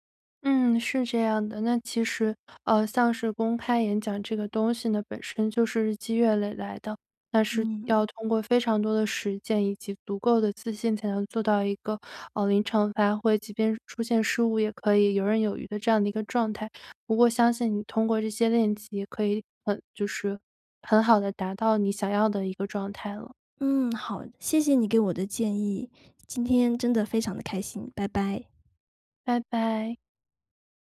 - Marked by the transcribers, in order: none
- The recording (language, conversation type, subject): Chinese, advice, 我害怕公开演讲、担心出丑而不敢发言，该怎么办？